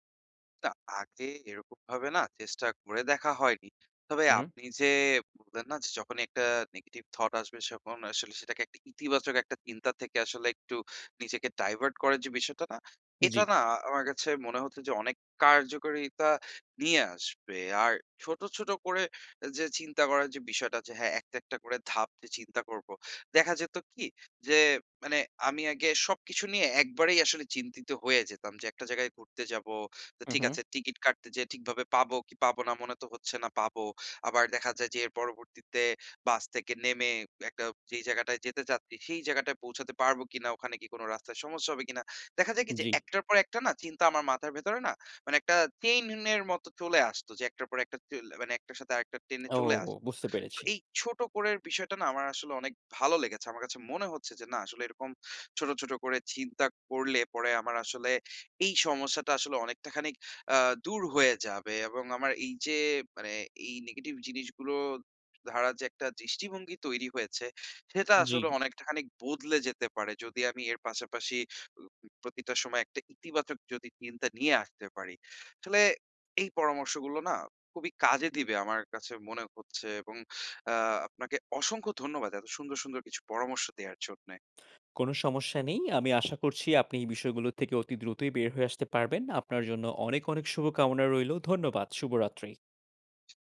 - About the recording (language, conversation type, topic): Bengali, advice, নেতিবাচক চিন্তা থেকে কীভাবে আমি আমার দৃষ্টিভঙ্গি বদলাতে পারি?
- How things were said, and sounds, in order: "তখন" said as "সখন"; in English: "divert"; tapping; other background noise